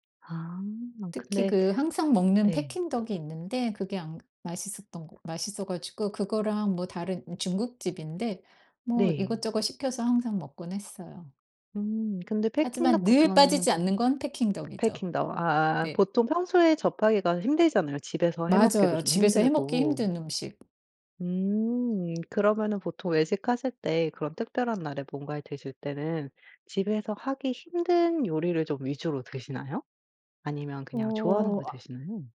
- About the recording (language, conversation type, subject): Korean, podcast, 특별한 날에 꼭 챙겨 먹는 음식이 있나요?
- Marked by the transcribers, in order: in English: "Peking duck이"; tapping; in English: "Peking duck"; in English: "Peking duck이죠"; other background noise